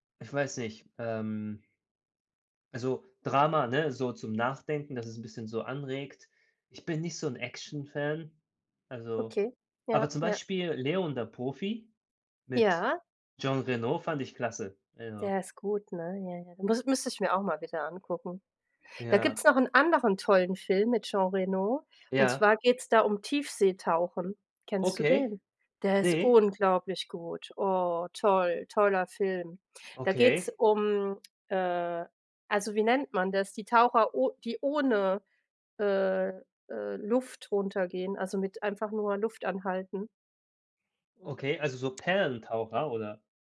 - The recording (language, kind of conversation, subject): German, unstructured, Welcher Film hat dich zuletzt richtig begeistert?
- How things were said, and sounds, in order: other background noise